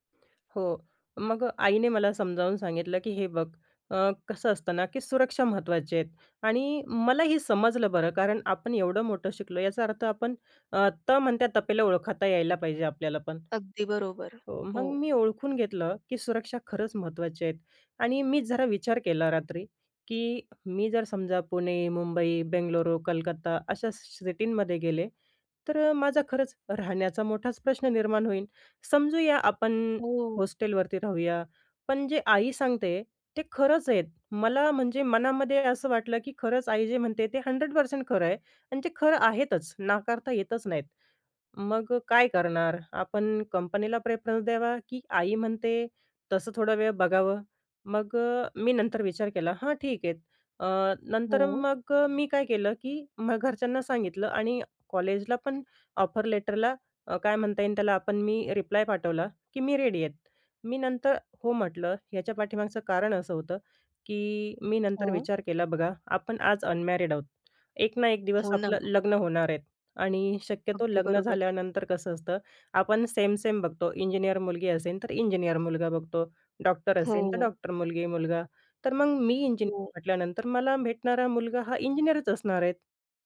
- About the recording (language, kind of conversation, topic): Marathi, podcast, बाह्य अपेक्षा आणि स्वतःच्या कल्पनांमध्ये सामंजस्य कसे साधावे?
- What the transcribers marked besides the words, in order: in English: "सिटींमध्ये"; in English: "प्रेफरन्स"; in English: "ऑफर लेटरला"; in English: "रिप्लाय"; in English: "रेडी"; in English: "अनमॅरिड"; tapping; in English: "सेम-सेम"